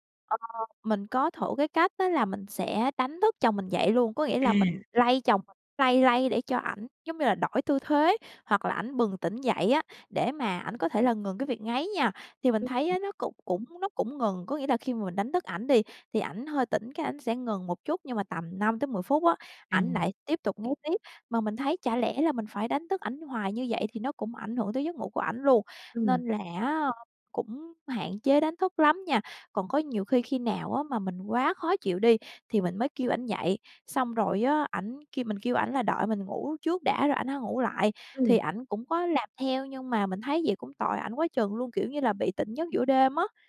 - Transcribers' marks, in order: tapping; unintelligible speech; other background noise
- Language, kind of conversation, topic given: Vietnamese, advice, Làm thế nào để xử lý tình trạng chồng/vợ ngáy to khiến cả hai mất ngủ?